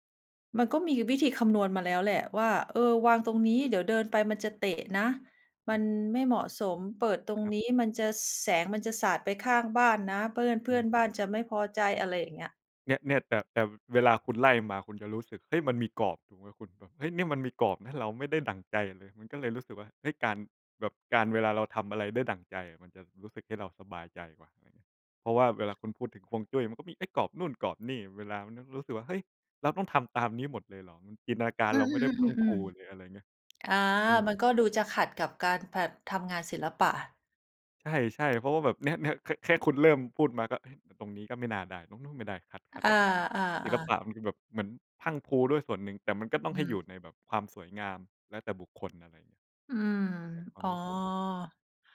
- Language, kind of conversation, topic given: Thai, unstructured, ศิลปะช่วยให้เรารับมือกับความเครียดอย่างไร?
- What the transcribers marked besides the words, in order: "แบบ" said as "แผบ"